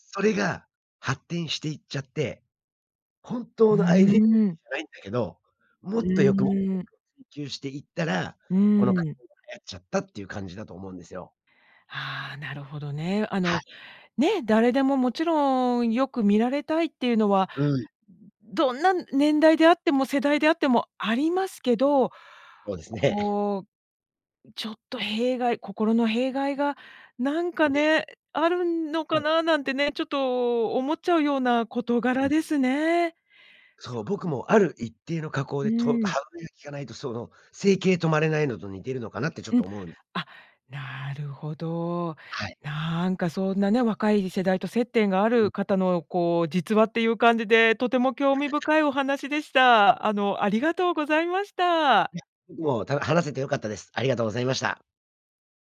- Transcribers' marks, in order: chuckle; other background noise; laugh
- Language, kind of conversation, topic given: Japanese, podcast, 写真加工やフィルターは私たちのアイデンティティにどのような影響を与えるのでしょうか？